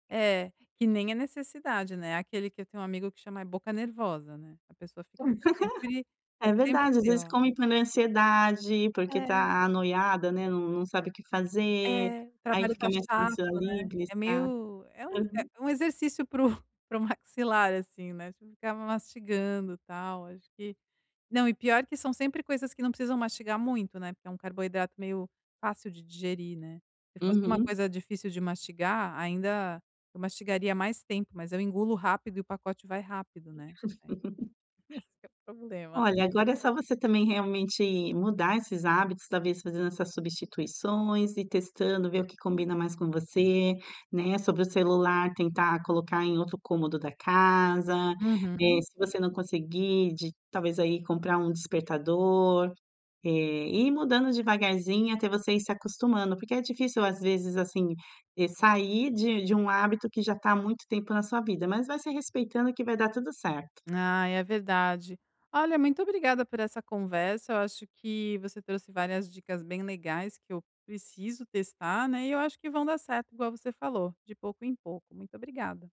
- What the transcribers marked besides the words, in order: laugh; laugh
- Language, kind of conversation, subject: Portuguese, advice, Como posso controlar impulsos e desejos imediatos no dia a dia?